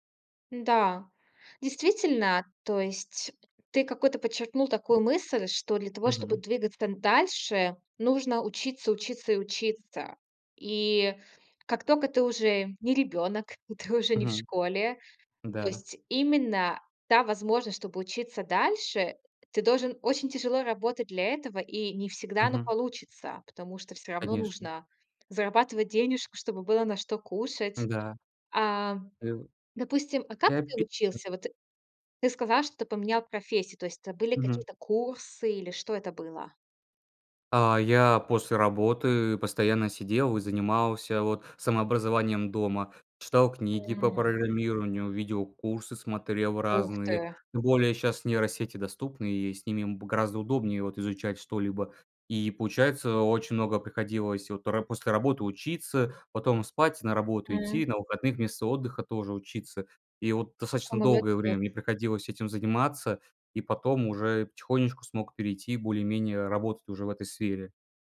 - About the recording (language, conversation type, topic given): Russian, podcast, Как выбрать работу, если не знаешь, чем заняться?
- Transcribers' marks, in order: unintelligible speech; unintelligible speech